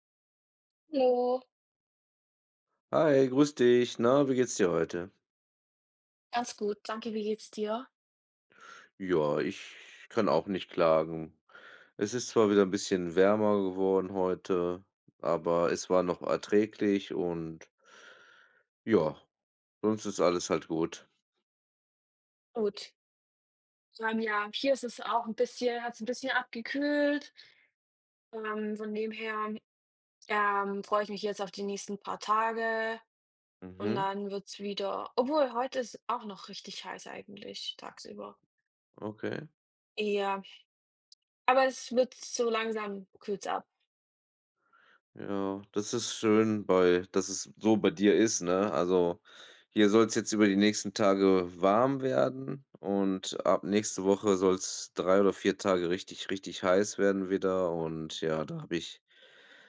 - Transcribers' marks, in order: unintelligible speech
- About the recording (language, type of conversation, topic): German, unstructured, Wie reagierst du, wenn dein Partner nicht ehrlich ist?